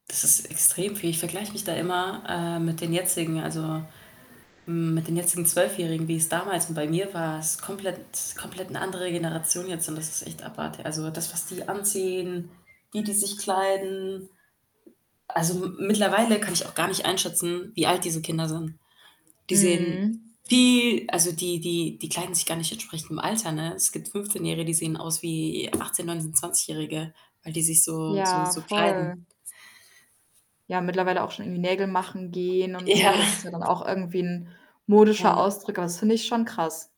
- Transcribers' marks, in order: static; other background noise; stressed: "viel"; laughing while speaking: "Ja"
- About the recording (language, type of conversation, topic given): German, unstructured, Welche Rolle spielt Kleidung für deinen persönlichen Ausdruck?
- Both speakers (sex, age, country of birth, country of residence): female, 20-24, Germany, Germany; female, 25-29, Germany, Germany